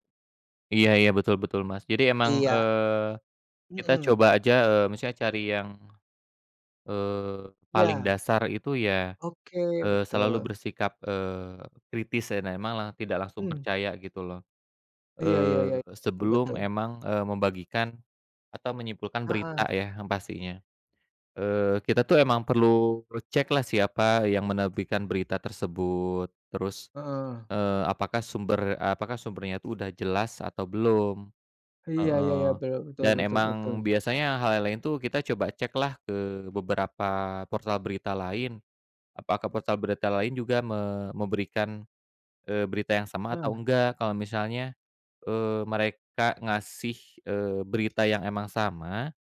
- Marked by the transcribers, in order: in English: "recheck"
- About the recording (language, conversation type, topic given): Indonesian, unstructured, Bagaimana cara memilih berita yang tepercaya?